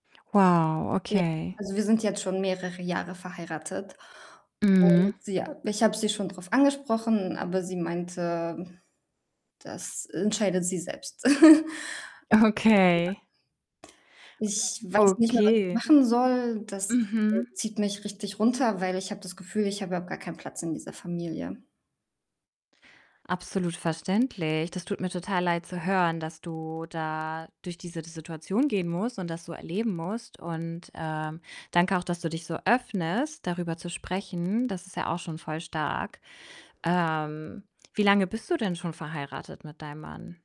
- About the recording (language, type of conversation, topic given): German, advice, Wie kannst du Konflikte mit deinen Schwiegereltern lösen, wenn sie deine persönlichen Grenzen überschreiten?
- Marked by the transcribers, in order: distorted speech; sigh; chuckle; laughing while speaking: "Okay"